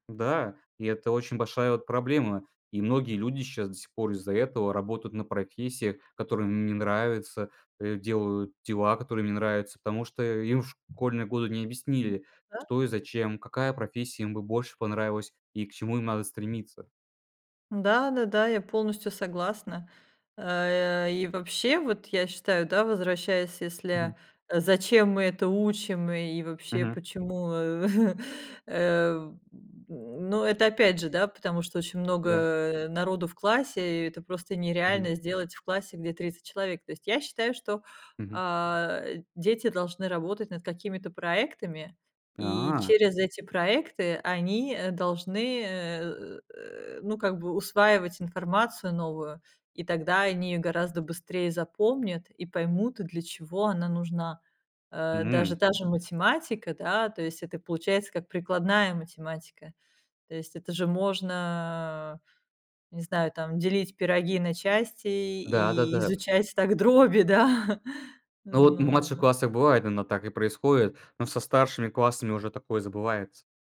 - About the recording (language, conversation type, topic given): Russian, podcast, Что, по‑твоему, мешает учиться с удовольствием?
- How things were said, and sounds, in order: tapping; other background noise; chuckle